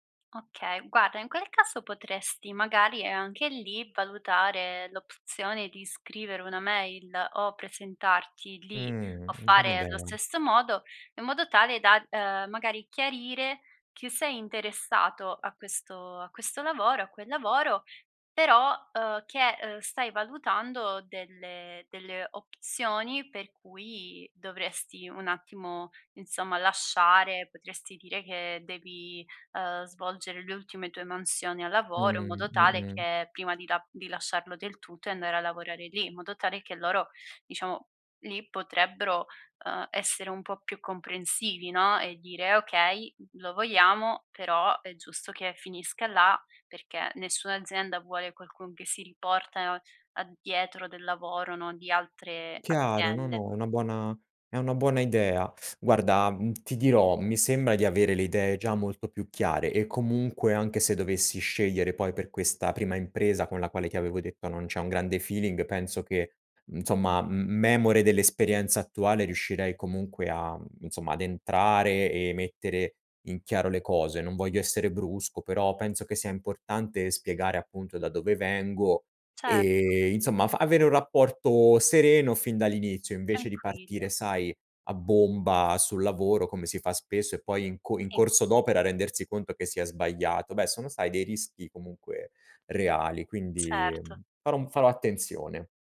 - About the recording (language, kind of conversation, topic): Italian, advice, decidere tra due offerte di lavoro
- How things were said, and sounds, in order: teeth sucking; "insomma" said as "nzomma"